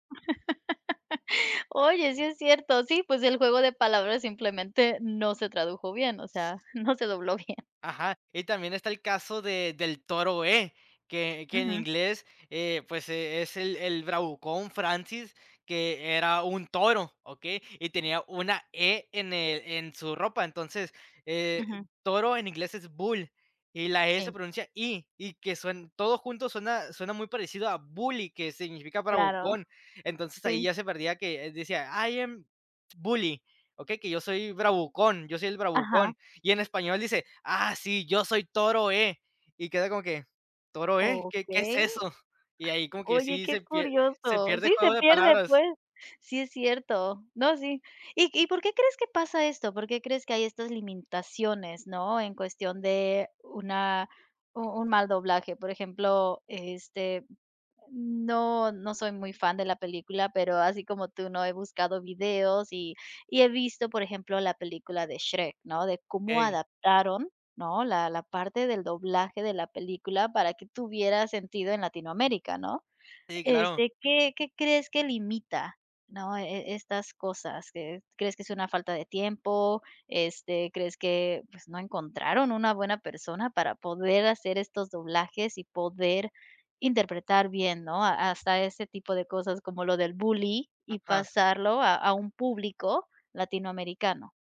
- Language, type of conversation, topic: Spanish, podcast, ¿Cómo afectan los subtítulos y el doblaje a una serie?
- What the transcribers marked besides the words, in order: laugh; laughing while speaking: "no se dobló"; other background noise; in English: "bull"; in English: "I am bully"; tapping; "limitaciones" said as "limintaciones"